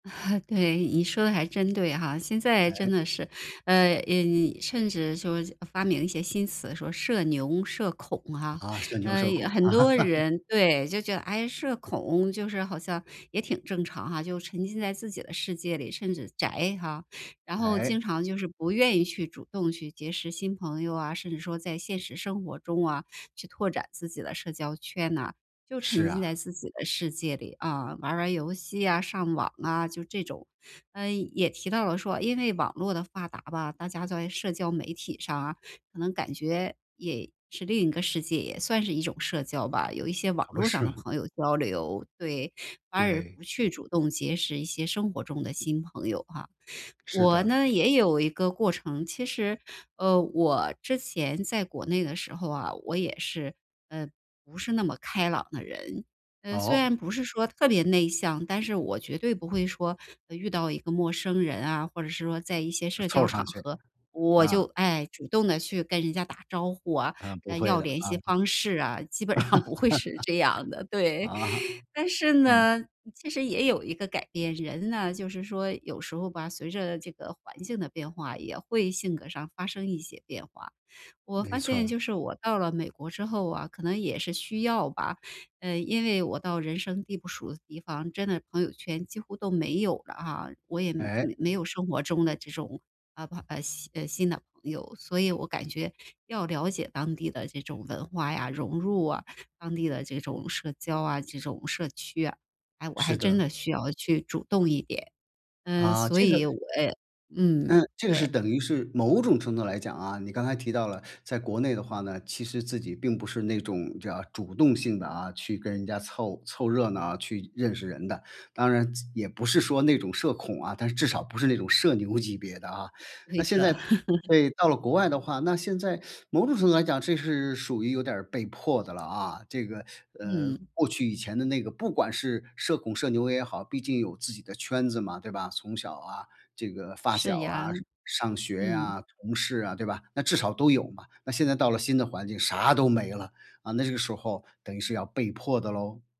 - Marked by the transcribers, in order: chuckle; laugh; "反而" said as "反耳"; other background noise; laugh; tapping; laugh
- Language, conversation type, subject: Chinese, podcast, 怎样才能主动去结识新朋友？